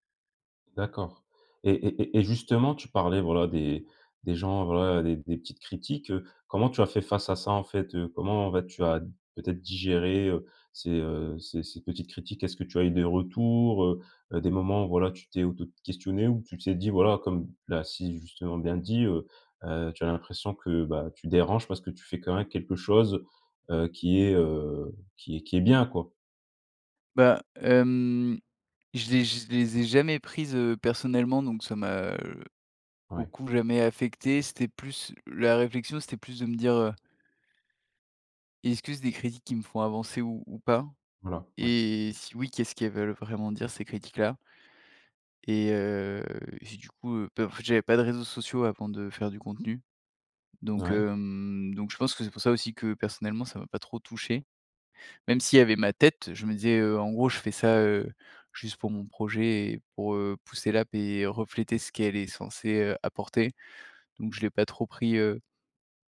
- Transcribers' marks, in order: drawn out: "heu"; stressed: "tête"
- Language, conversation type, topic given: French, podcast, Comment faire pour collaborer sans perdre son style ?